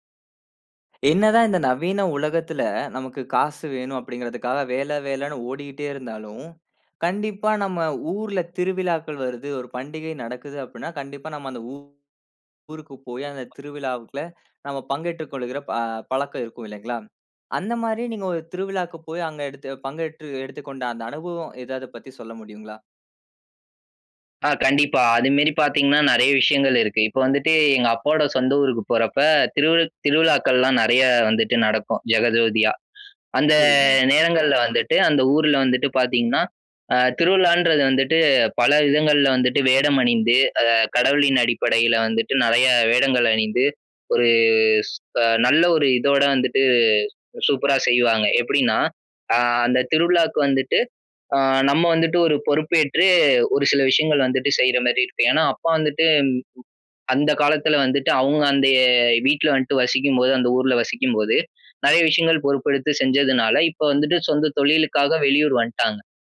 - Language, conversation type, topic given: Tamil, podcast, ஒரு ஊரில் நீங்கள் பங்கெடுத்த திருவிழாவின் அனுபவத்தைப் பகிர்ந்து சொல்ல முடியுமா?
- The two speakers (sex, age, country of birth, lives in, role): male, 20-24, India, India, guest; male, 20-24, India, India, host
- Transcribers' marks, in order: other noise; "அதுமாரி" said as "அதுமேரி"; other background noise; drawn out: "ஒரு"